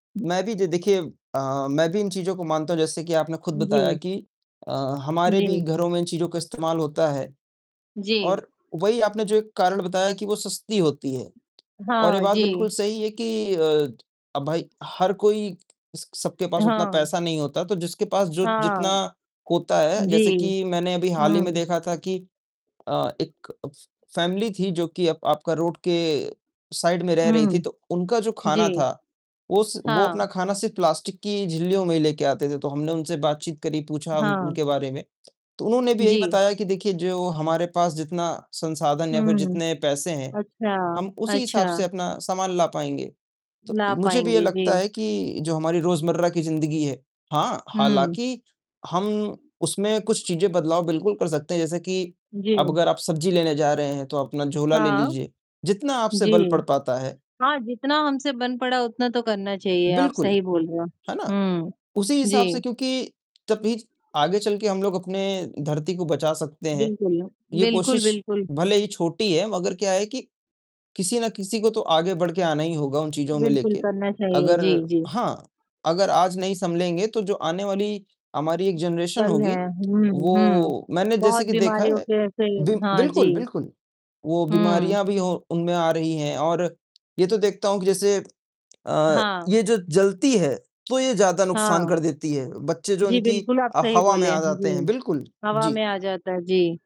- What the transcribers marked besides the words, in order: distorted speech; tapping; in English: "फ़ फ़ैमिली"; in English: "रोड"; in English: "साइड"; in English: "प्लास्टिक"; static; in English: "जनरेशन"
- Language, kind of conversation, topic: Hindi, unstructured, प्लास्टिक प्रदूषण से प्रकृति को कितना नुकसान होता है?
- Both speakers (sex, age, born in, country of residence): male, 18-19, India, India; male, 20-24, India, India